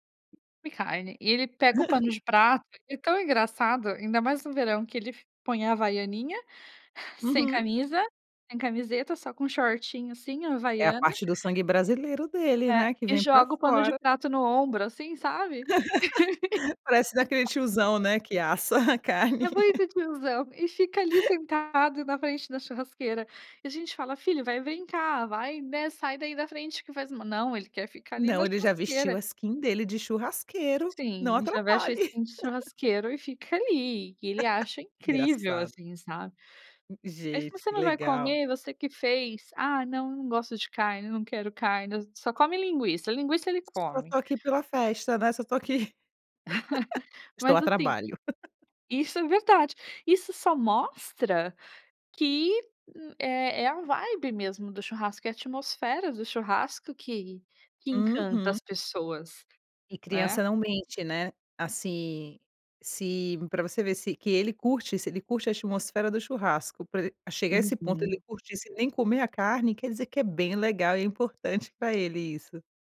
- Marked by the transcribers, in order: tapping; laugh; laugh; laugh; laughing while speaking: "assa a carne"; laugh; in English: "skin"; in English: "skin"; laugh; unintelligible speech; laugh; in English: "vibe"
- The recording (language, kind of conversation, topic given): Portuguese, podcast, O que torna um churrasco especial na sua opinião?